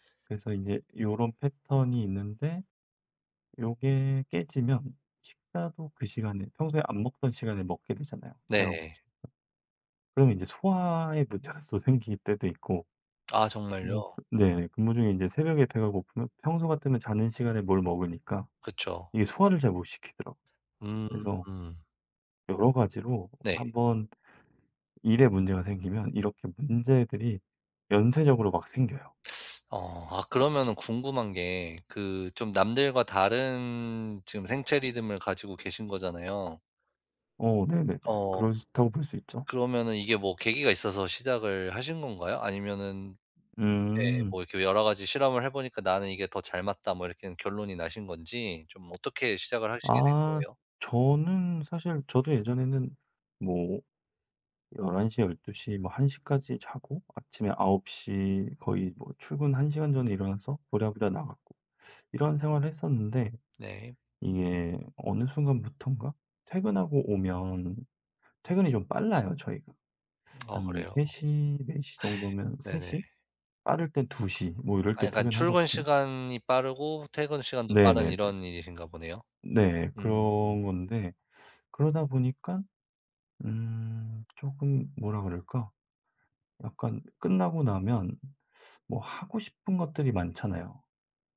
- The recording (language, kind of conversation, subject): Korean, advice, 야간 근무로 수면 시간이 뒤바뀐 상태에 적응하기가 왜 이렇게 어려울까요?
- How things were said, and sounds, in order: tapping; other background noise; tsk